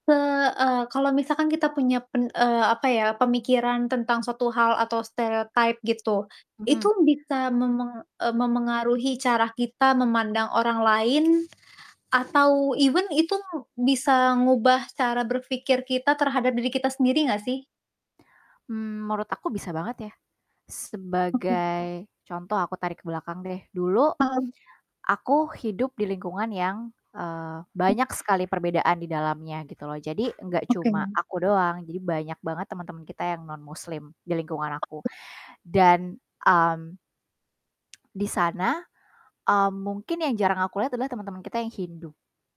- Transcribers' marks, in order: other background noise; in English: "even"; tapping; tsk
- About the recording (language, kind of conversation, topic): Indonesian, unstructured, Hal apa yang paling membuatmu marah tentang stereotip terkait identitas di masyarakat?
- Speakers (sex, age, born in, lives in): female, 20-24, Indonesia, Indonesia; female, 25-29, Indonesia, Indonesia